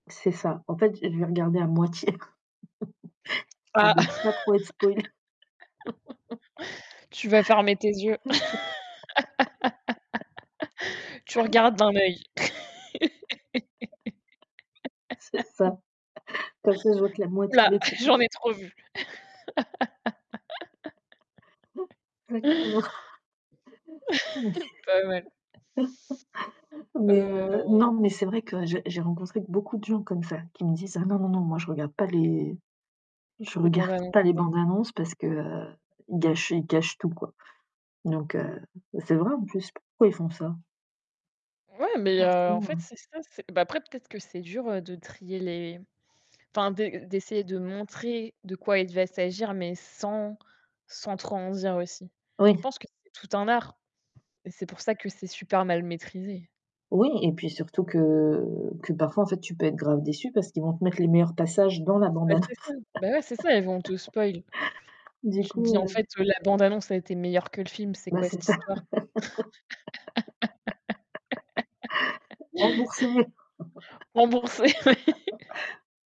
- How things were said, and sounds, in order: laugh; distorted speech; chuckle; laugh; tapping; laugh; laugh; chuckle; laugh; other noise; laugh; laugh; chuckle; laugh; laugh; laughing while speaking: "ouais"; laugh
- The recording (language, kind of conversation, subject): French, unstructured, Quels critères prenez-vous en compte pour choisir un film à regarder ?